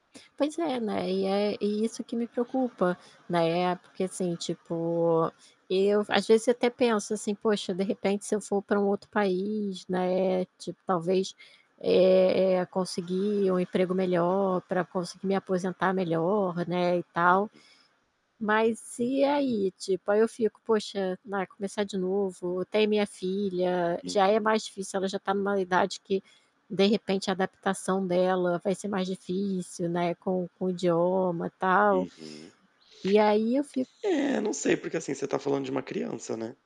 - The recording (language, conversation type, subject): Portuguese, advice, Como você está pensando na sua aposentadoria e no que pretende fazer depois?
- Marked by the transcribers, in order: static; tapping; distorted speech; other background noise; unintelligible speech